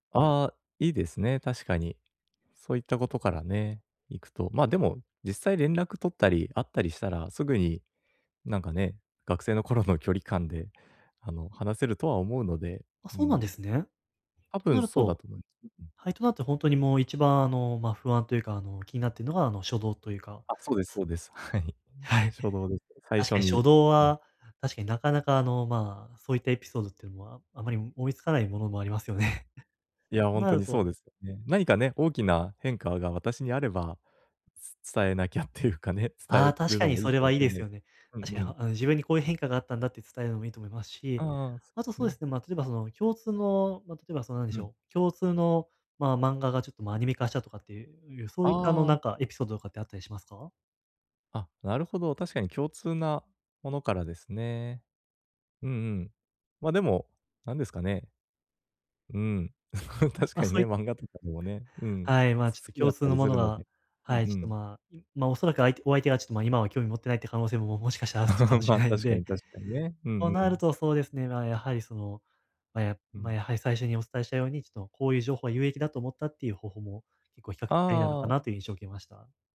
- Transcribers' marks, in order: unintelligible speech; laughing while speaking: "はい"; laughing while speaking: "ありますよね"; laughing while speaking: "っていうかね"; laugh; laugh
- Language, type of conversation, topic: Japanese, advice, 友達との連絡が減って距離を感じるとき、どう向き合えばいいですか?